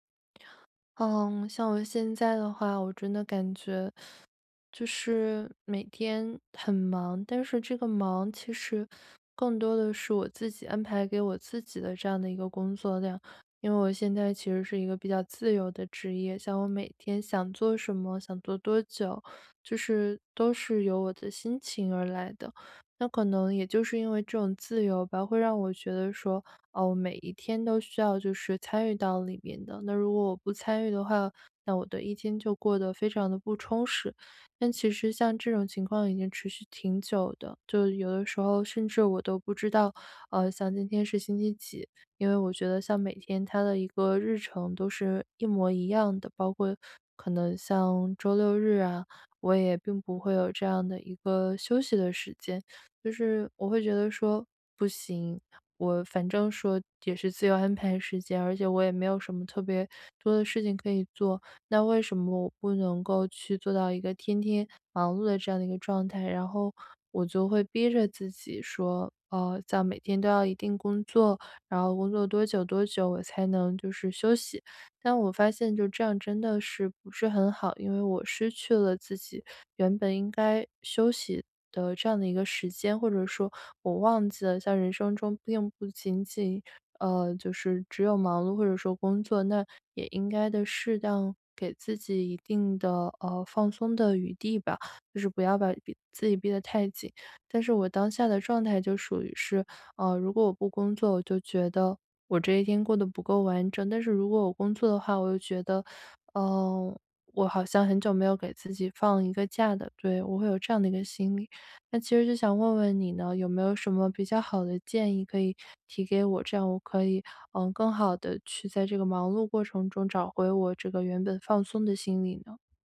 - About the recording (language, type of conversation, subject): Chinese, advice, 如何在忙碌中找回放鬆時間？
- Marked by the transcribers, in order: none